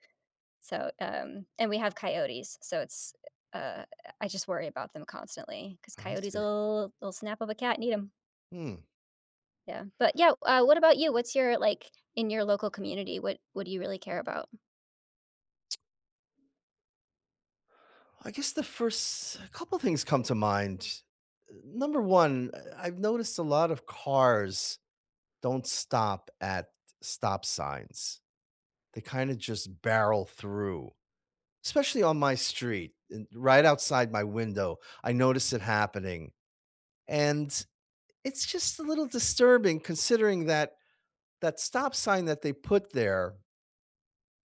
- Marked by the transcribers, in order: tsk
- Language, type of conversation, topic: English, unstructured, What changes would improve your local community the most?